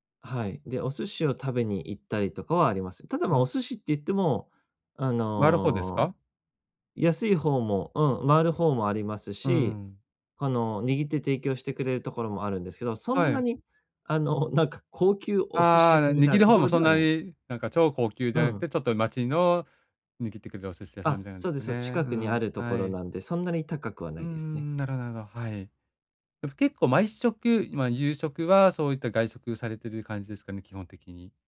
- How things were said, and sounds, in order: none
- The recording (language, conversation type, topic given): Japanese, advice, 楽しみを守りながら、どうやって貯金すればいいですか？